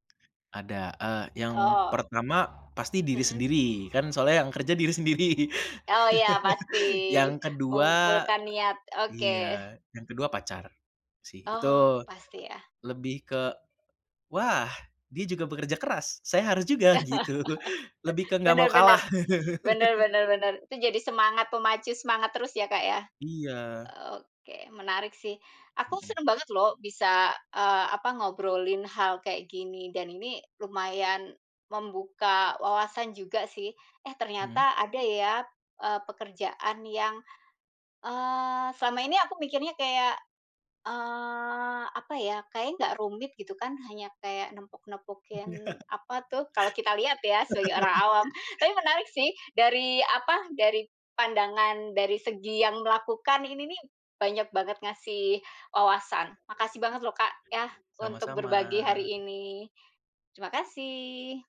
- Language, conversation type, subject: Indonesian, podcast, Bagaimana kamu menjaga konsistensi berkarya setiap hari?
- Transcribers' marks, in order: tapping; other background noise; chuckle; chuckle; chuckle; chuckle; chuckle